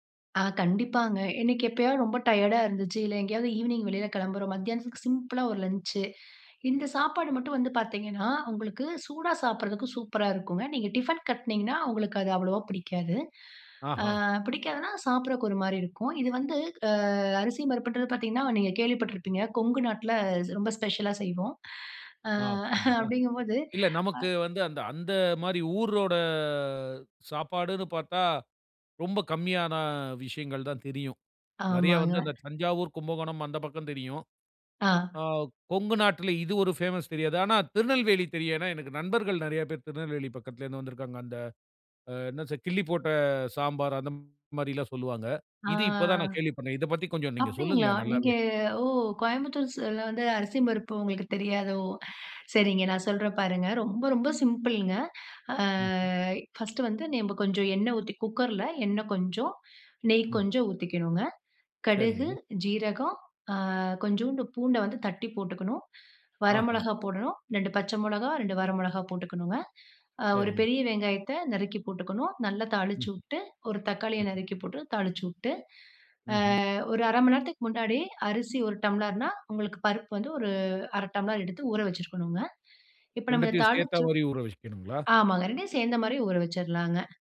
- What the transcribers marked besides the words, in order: "எனக்கு" said as "இன்னைக்கு"; in English: "டயர்டா"; in English: "ஈவ்னிங்"; anticipating: "ஆ, அப்படிங்களா? இல்ல நமக்கு வந்து … நீங்க சொல்லுங்களேன் நல்லாவே"; chuckle; drawn out: "ஊரோட"; drawn out: "அ"; other noise; other background noise
- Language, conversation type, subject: Tamil, podcast, வீட்டில் அவசரமாக இருக்கும் போது விரைவாகவும் சுவையாகவும் உணவு சமைக்க என்னென்ன உத்திகள் பயன்படும்?